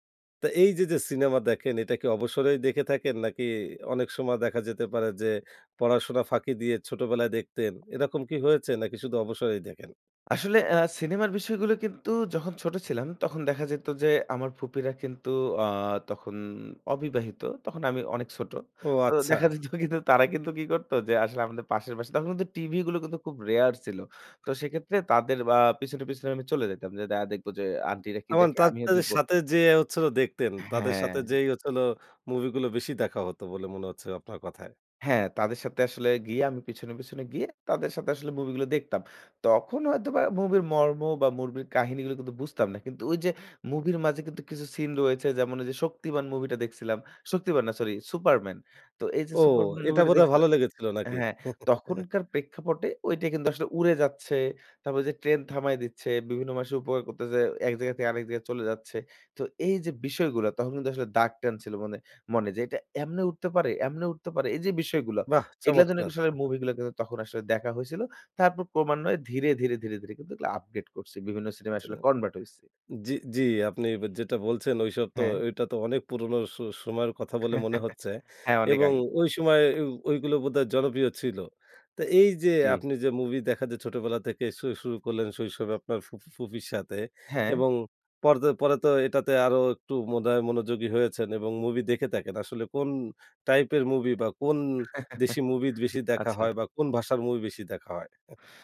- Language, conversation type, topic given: Bengali, podcast, কোনো সিনেমা বা গান কি কখনো আপনাকে অনুপ্রাণিত করেছে?
- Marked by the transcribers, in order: laughing while speaking: "দেখা যেত কিন্তু"; in English: "rare"; laugh; chuckle; in English: "convert"; laugh; laugh; chuckle